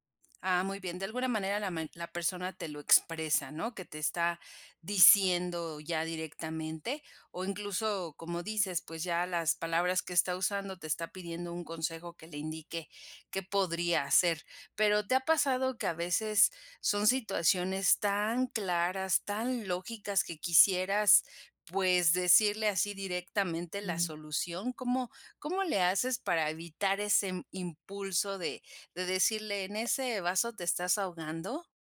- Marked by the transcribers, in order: none
- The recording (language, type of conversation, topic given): Spanish, podcast, ¿Cómo ofreces apoyo emocional sin intentar arreglarlo todo?